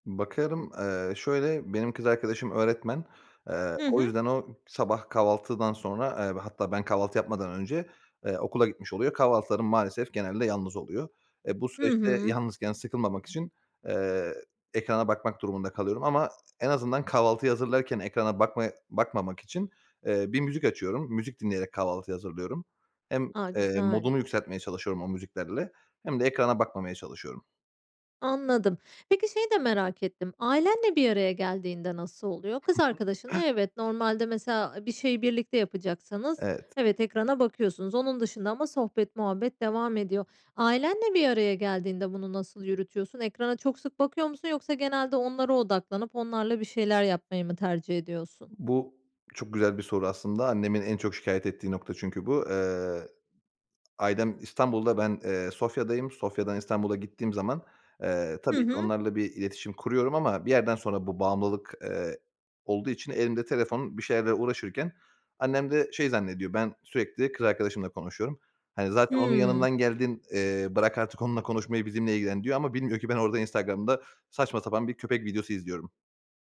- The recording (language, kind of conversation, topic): Turkish, podcast, Ekran bağımlılığıyla baş etmek için ne yaparsın?
- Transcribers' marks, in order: other background noise; other noise; tapping